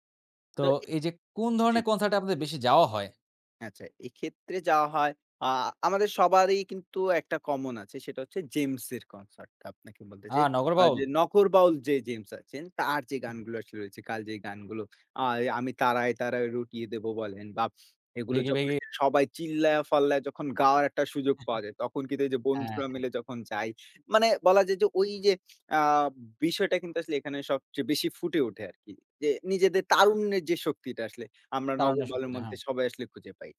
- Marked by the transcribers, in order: chuckle
- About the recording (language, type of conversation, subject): Bengali, podcast, বন্ধুদের সঙ্গে কনসার্টে যাওয়ার স্মৃতি তোমার কাছে কেমন ছিল?